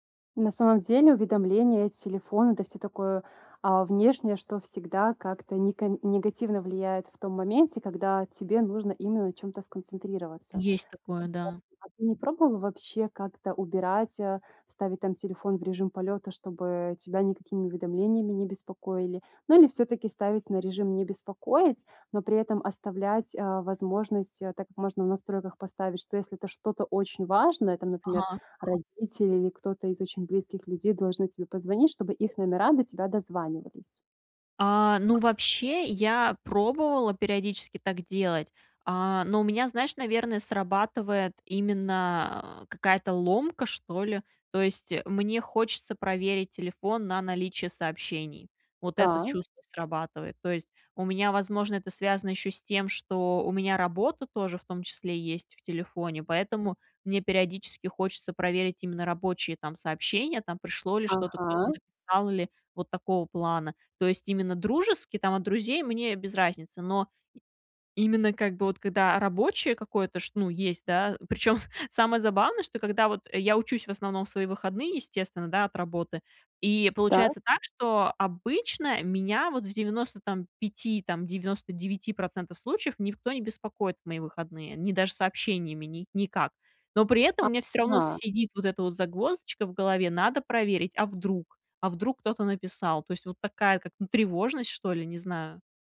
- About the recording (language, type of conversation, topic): Russian, advice, Как снова научиться получать удовольствие от чтения, если трудно удерживать внимание?
- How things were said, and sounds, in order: unintelligible speech; other background noise; chuckle